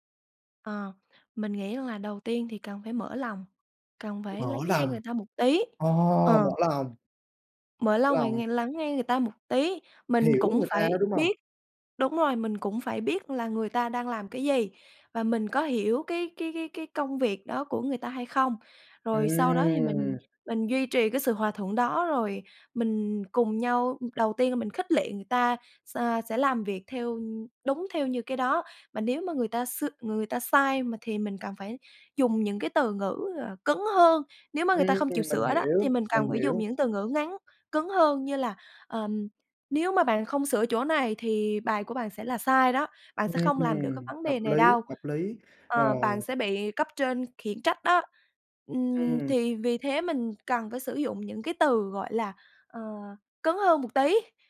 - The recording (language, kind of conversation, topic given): Vietnamese, podcast, Bạn thích được góp ý nhẹ nhàng hay thẳng thắn hơn?
- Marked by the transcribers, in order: tapping; other background noise